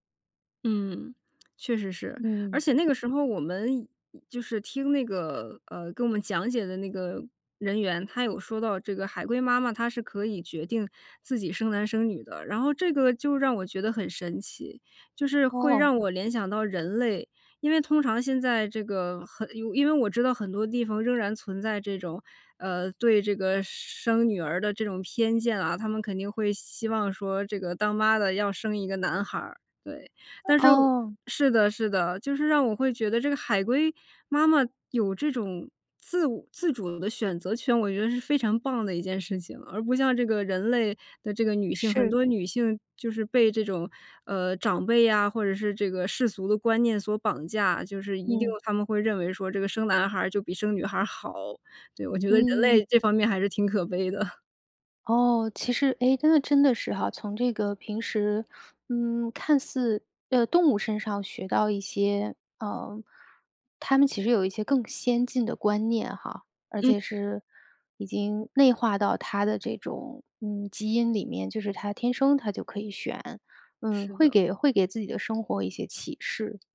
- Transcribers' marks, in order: other background noise; chuckle
- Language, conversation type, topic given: Chinese, podcast, 大自然曾经教会过你哪些重要的人生道理？